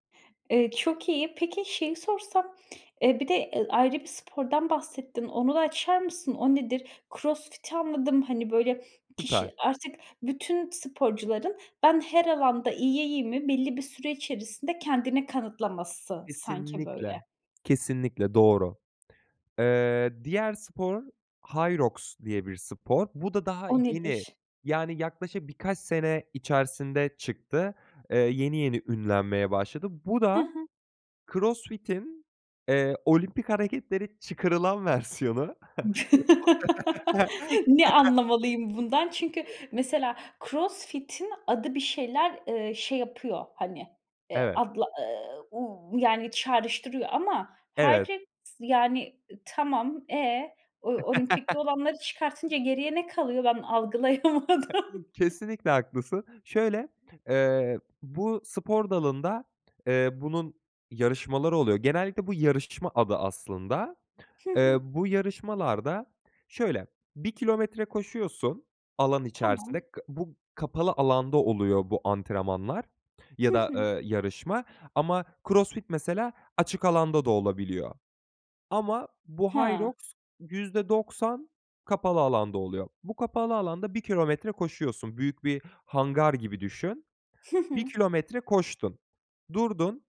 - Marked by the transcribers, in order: stressed: "Kesinlikle"; other background noise; laugh; laughing while speaking: "versiyonu"; laugh; unintelligible speech; "Hyrox" said as "Hayreks"; chuckle; laughing while speaking: "algılayamadım?"
- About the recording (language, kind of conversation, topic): Turkish, podcast, Yeni bir hobiye nasıl başlarsınız?